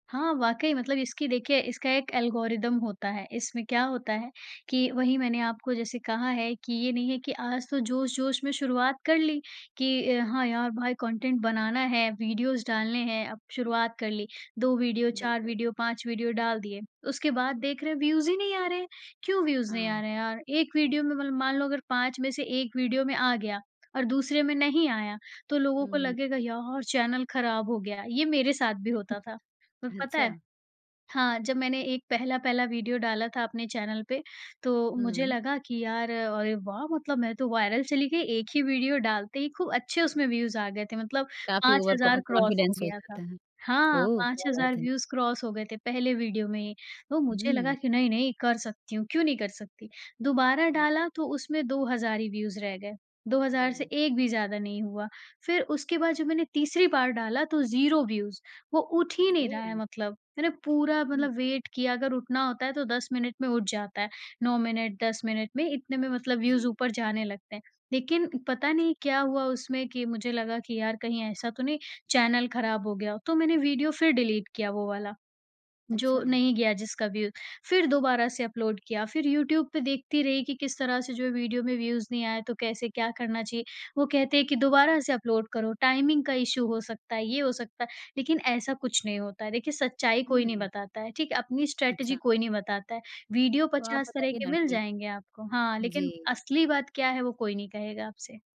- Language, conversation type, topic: Hindi, podcast, कंटेंट से पैसे कमाने के तरीके क्या हैं?
- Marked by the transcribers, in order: in English: "एल्गोरिदम"; other noise; in English: "कंटेंट"; in English: "वीडियोज़"; chuckle; laughing while speaking: "ही वीडियो"; in English: "क्रॉस"; in English: "ओवर कॉ कॉन्फिडेंस"; tapping; in English: "ज़ीरो"; in English: "वेट"; in English: "टाइमिंग"; in English: "इश्यू"; in English: "स्ट्रैटिजी"